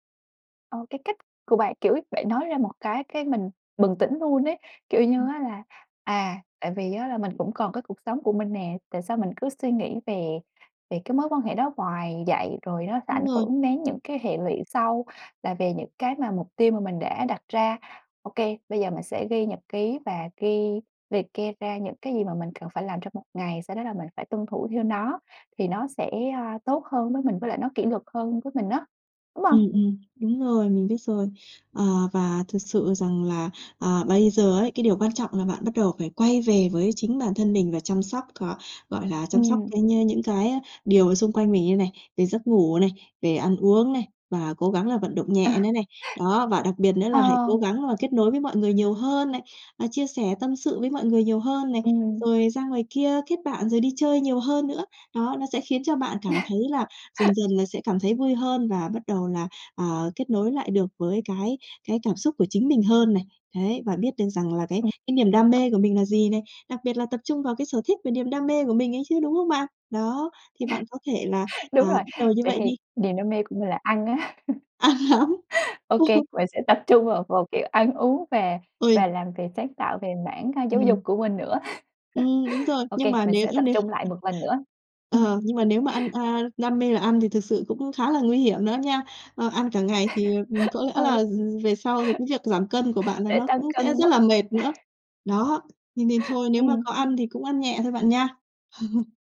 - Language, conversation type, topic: Vietnamese, advice, Tôi cảm thấy trống rỗng và khó chấp nhận nỗi buồn kéo dài; tôi nên làm gì?
- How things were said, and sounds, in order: tapping; laughing while speaking: "À"; laugh; laugh; unintelligible speech; laugh; laughing while speaking: "á"; laugh; laughing while speaking: "Ăn hả? Ô"; laugh; laugh; laugh; laugh; laugh